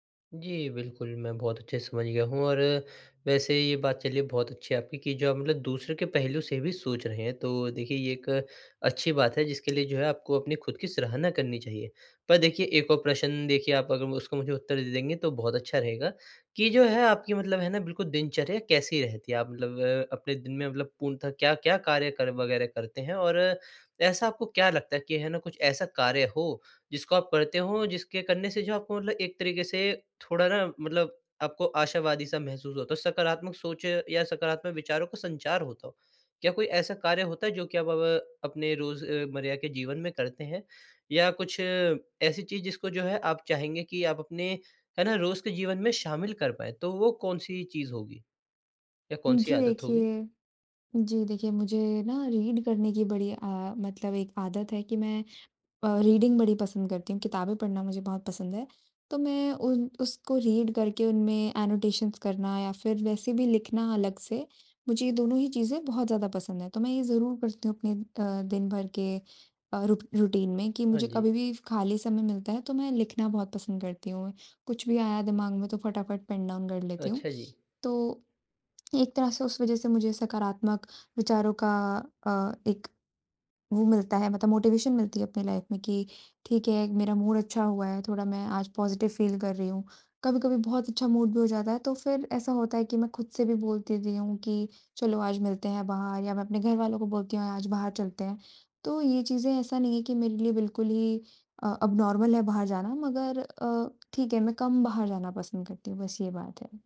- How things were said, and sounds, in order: in English: "रीड"; in English: "रीडिंग"; in English: "रीड"; in English: "एनोटेशंस"; in English: "रू रूटीन"; in English: "पेन डाउन"; in English: "मोटिवेशन"; in English: "लाइफ़"; in English: "मूड"; in English: "पॉज़िटिव फ़ील"; in English: "मूड"; in English: "एबनॉर्मल"
- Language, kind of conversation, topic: Hindi, advice, मैं सामाजिक दबाव और अकेले समय के बीच संतुलन कैसे बनाऊँ, जब दोस्त बुलाते हैं?